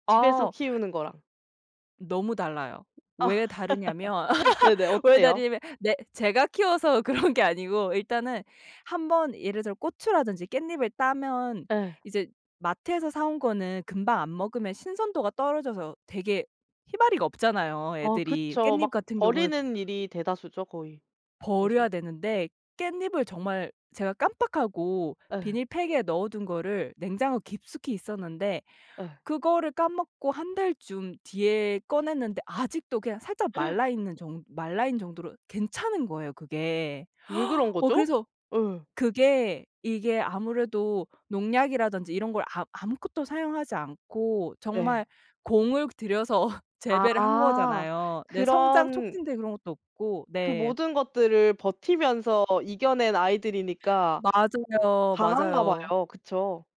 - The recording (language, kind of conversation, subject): Korean, podcast, 작은 정원이나 화분 하나로 삶을 단순하게 만들 수 있을까요?
- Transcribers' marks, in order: tapping; other background noise; laugh; laughing while speaking: "그런 게"; gasp; gasp; laughing while speaking: "들여서"